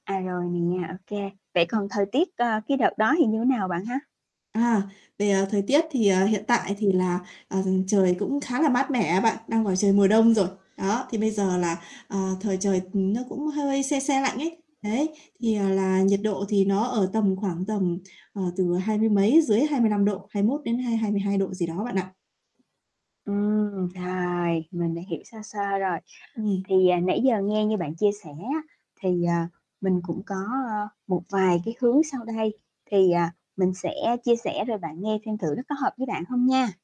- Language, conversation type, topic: Vietnamese, advice, Bạn có thể giúp mình chọn trang phục phù hợp cho sự kiện sắp tới được không?
- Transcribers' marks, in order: static; unintelligible speech; other background noise; background speech